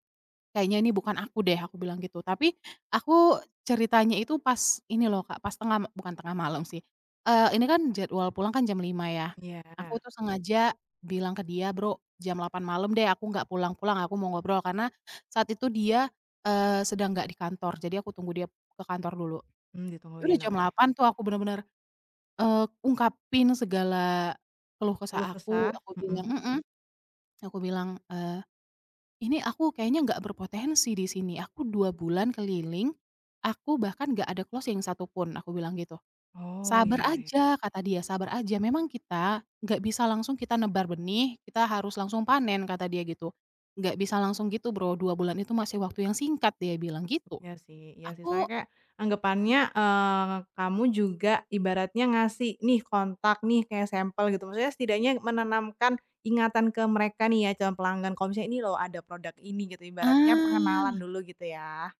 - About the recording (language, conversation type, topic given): Indonesian, podcast, Pernahkah kamu mengalami kelelahan kerja berlebihan, dan bagaimana cara mengatasinya?
- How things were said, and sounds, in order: other background noise; in English: "closing"; drawn out: "Ah"